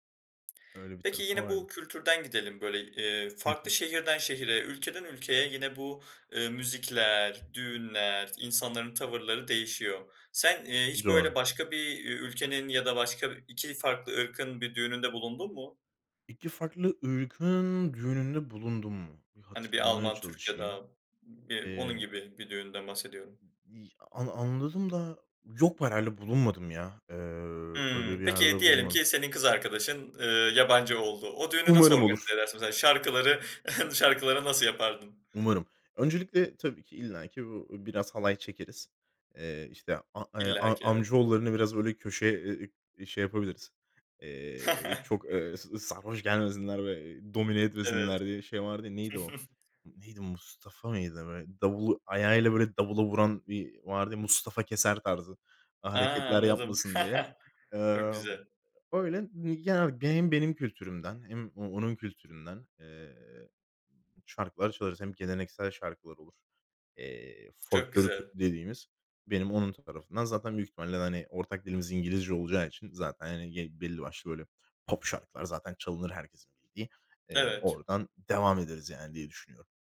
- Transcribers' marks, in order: other background noise; chuckle; chuckle; chuckle; chuckle
- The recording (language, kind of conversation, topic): Turkish, podcast, Düğününle ya da özel bir törenle bağdaştırdığın şarkı hangisi?